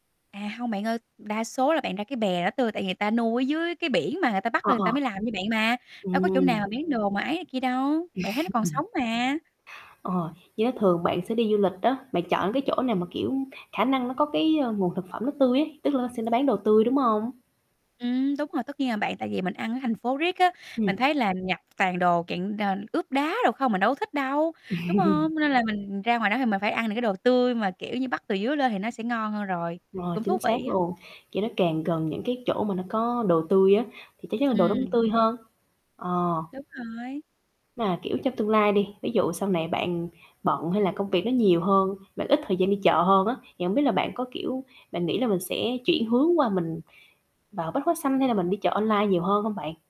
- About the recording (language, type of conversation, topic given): Vietnamese, podcast, Bí quyết của bạn để mua thực phẩm tươi ngon là gì?
- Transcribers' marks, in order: static; chuckle; tapping; chuckle; other background noise